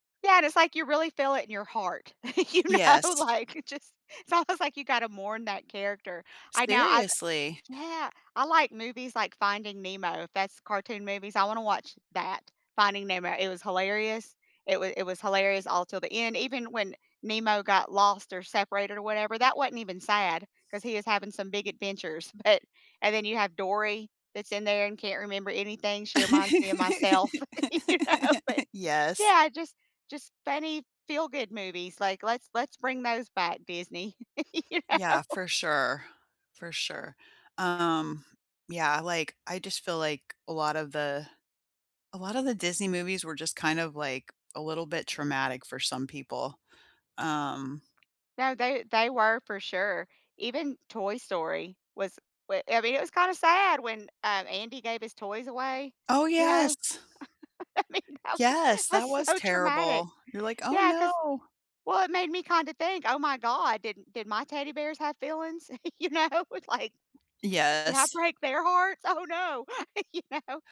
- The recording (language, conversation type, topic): English, unstructured, Which animated movies still move you as an adult, and what memories or meanings do you associate with them?
- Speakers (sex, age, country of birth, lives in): female, 50-54, United States, United States; female, 50-54, United States, United States
- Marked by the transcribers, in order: laughing while speaking: "You know, like, you just"; chuckle; laughing while speaking: "But"; laugh; laugh; laughing while speaking: "you know, but"; laughing while speaking: "you know?"; tapping; chuckle; laughing while speaking: "I mean, that was that's so"; chuckle; laughing while speaking: "You know, like"; laughing while speaking: "You know?"